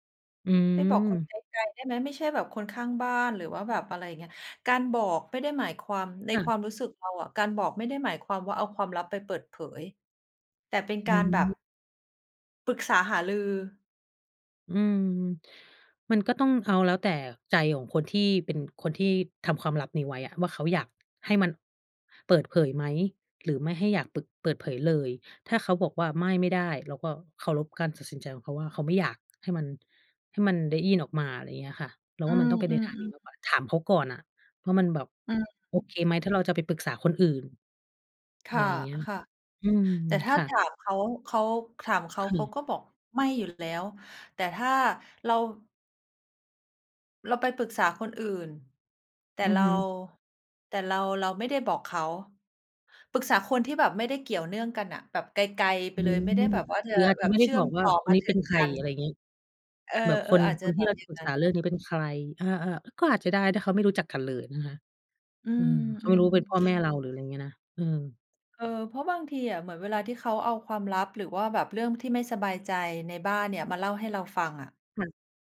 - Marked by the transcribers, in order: tapping; other background noise
- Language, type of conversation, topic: Thai, unstructured, ความลับในครอบครัวควรเก็บไว้หรือควรเปิดเผยดี?